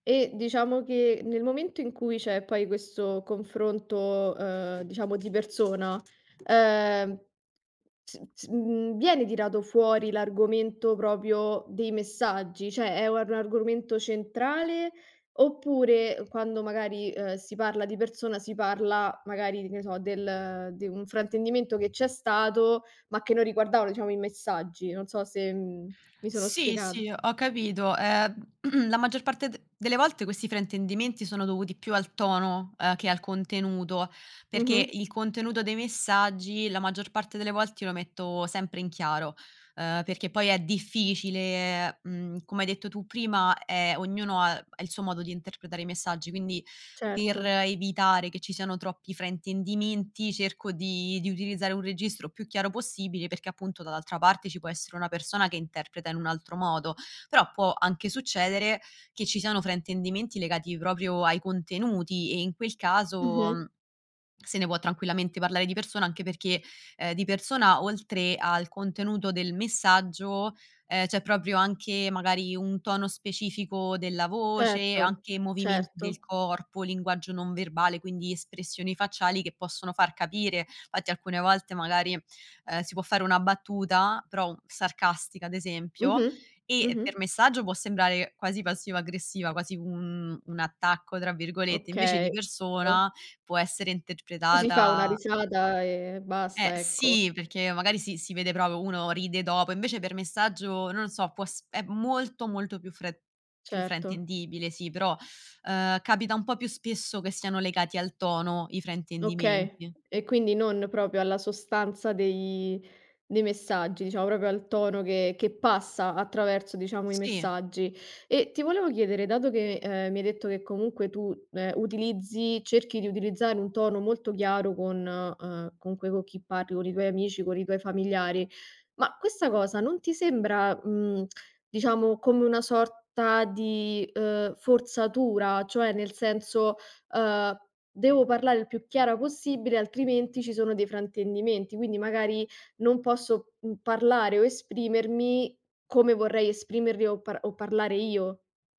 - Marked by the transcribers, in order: other background noise; "proprio" said as "propio"; "Cioè" said as "ceh"; throat clearing; unintelligible speech; "proprio" said as "propo"; "proprio" said as "propio"; "proprio" said as "propio"
- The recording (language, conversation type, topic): Italian, podcast, Come affronti fraintendimenti nati dai messaggi scritti?